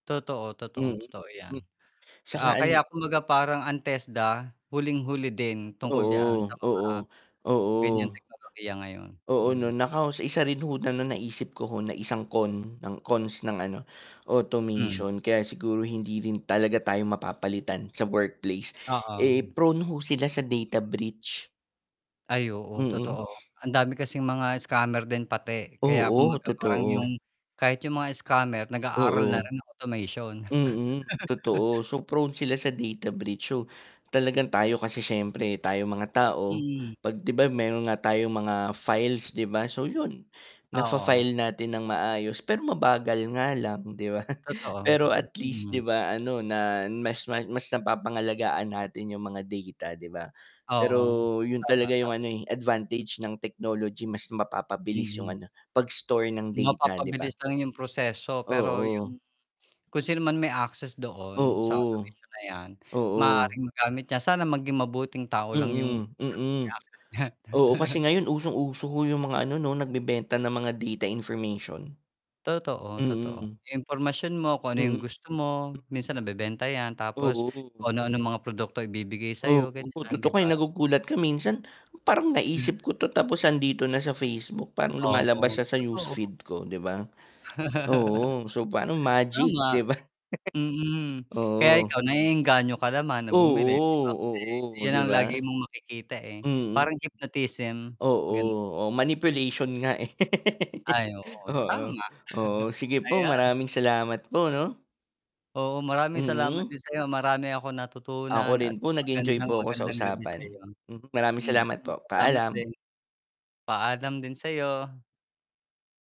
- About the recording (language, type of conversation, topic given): Filipino, unstructured, Paano mo haharapin ang takot na mawalan ng trabaho dahil sa awtomasyon?
- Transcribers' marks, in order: distorted speech; static; in English: "automation"; tapping; in English: "data breach"; other background noise; mechanical hum; in English: "automation"; in English: "data breach"; laugh; laughing while speaking: "'di ba?"; chuckle; laugh; chuckle; in English: "hypnotism"; laugh; chuckle